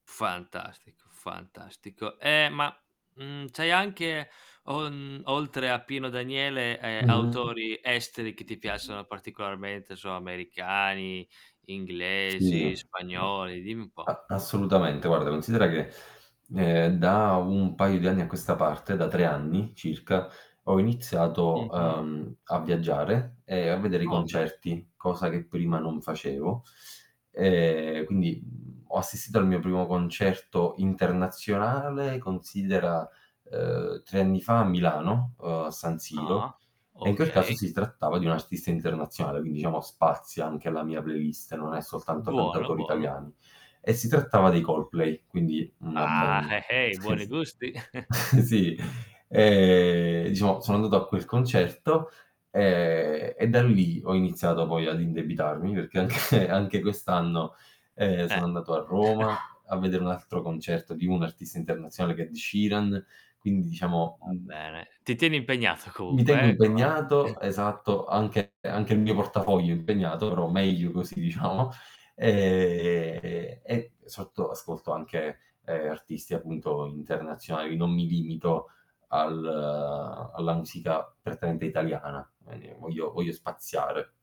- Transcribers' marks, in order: distorted speech; other background noise; "non so" said as "'nso"; static; tapping; chuckle; laughing while speaking: "anche"; dog barking; chuckle; chuckle; drawn out: "al"
- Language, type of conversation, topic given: Italian, podcast, Che ruolo ha la musica nei tuoi giorni tristi o difficili?